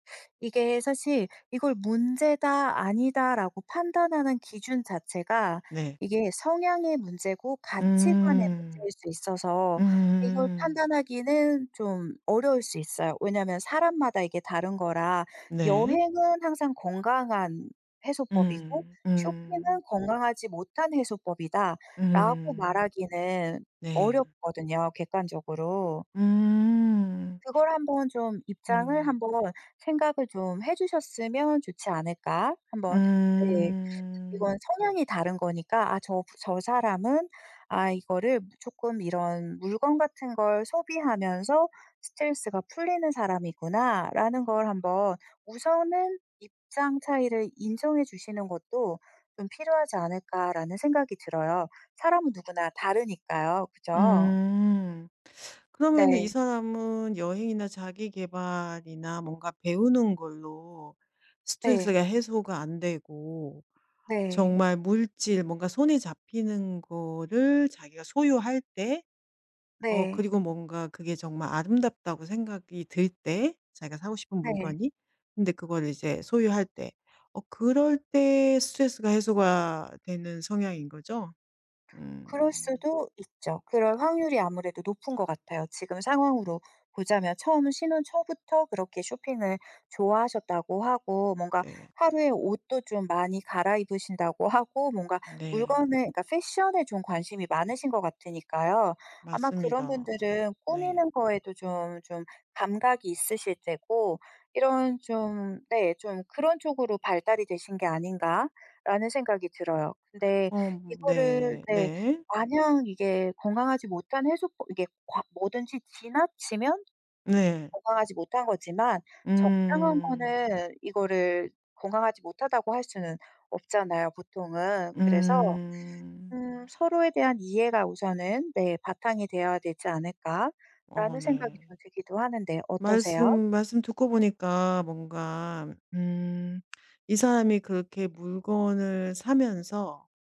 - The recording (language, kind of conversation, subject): Korean, advice, 배우자 가족과의 갈등이 반복될 때 어떻게 대처하면 좋을까요?
- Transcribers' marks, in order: other background noise; tapping; put-on voice: "패션"